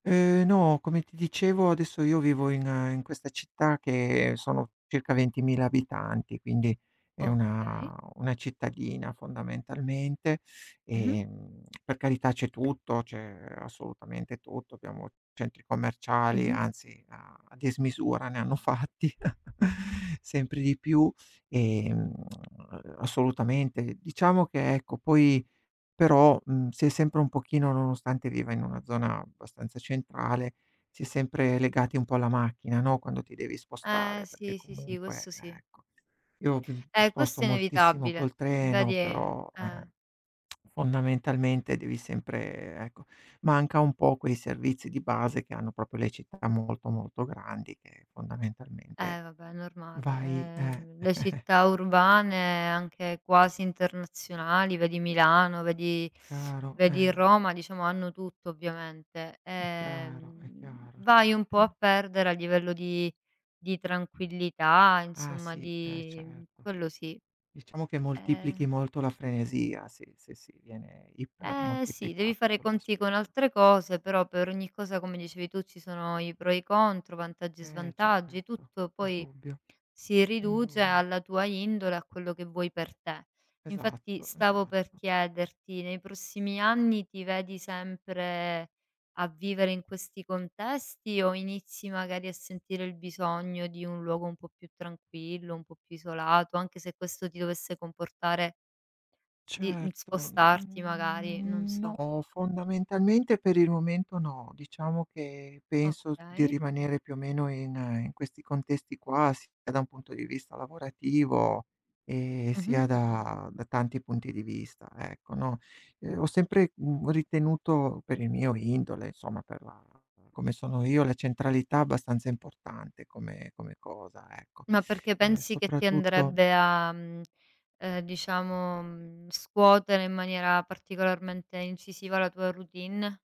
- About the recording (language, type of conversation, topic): Italian, unstructured, Preferiresti vivere in una città affollata o in una tranquilla campagna?
- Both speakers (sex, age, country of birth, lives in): female, 35-39, Italy, Italy; male, 40-44, Italy, Italy
- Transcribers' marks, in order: tapping; other background noise; laughing while speaking: "fatti"; chuckle; tongue click; "proprio" said as "propio"; chuckle; drawn out: "n"